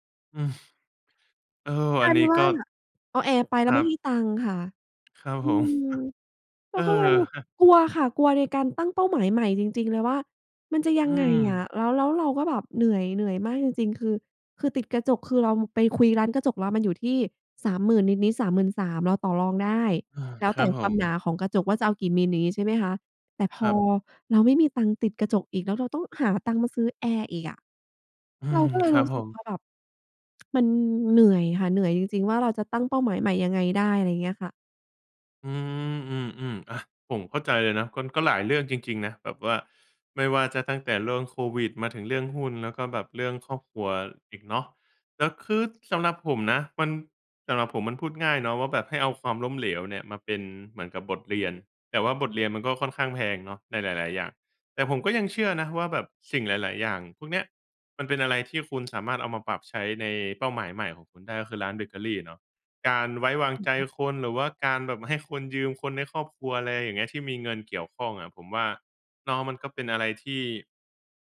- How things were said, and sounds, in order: sigh; other background noise; sigh; tsk
- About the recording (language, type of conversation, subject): Thai, advice, ความล้มเหลวในอดีตทำให้คุณกลัวการตั้งเป้าหมายใหม่อย่างไร?